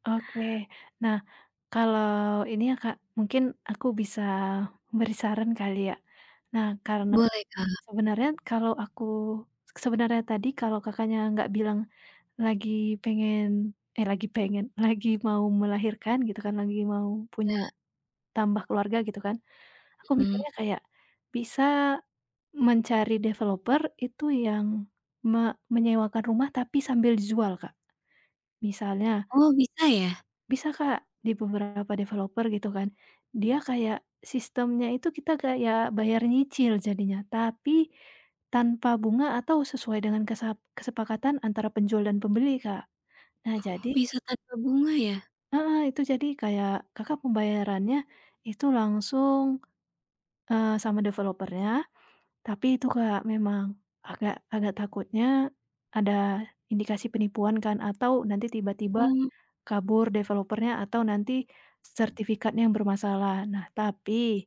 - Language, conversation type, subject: Indonesian, advice, Haruskah saya membeli rumah pertama atau terus menyewa?
- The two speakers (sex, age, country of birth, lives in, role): female, 25-29, Indonesia, Indonesia, advisor; female, 25-29, Indonesia, Indonesia, user
- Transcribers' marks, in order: in English: "developer"; in English: "developer"; in English: "developer-nya"; other background noise; in English: "developer-nya"